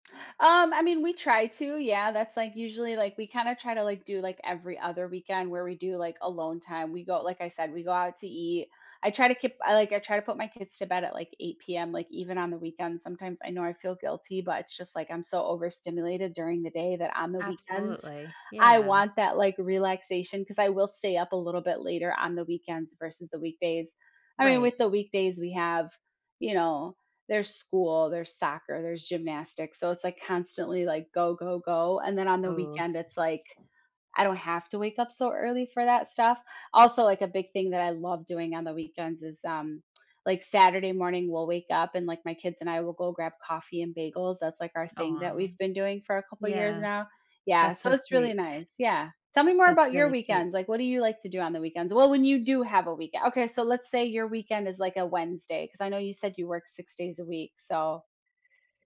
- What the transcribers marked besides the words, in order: other background noise; chuckle; tapping; anticipating: "Tell me more about your … have a week"
- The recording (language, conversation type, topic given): English, unstructured, What do you enjoy doing in your free time on weekends?
- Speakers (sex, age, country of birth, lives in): female, 35-39, United States, United States; female, 40-44, Venezuela, United States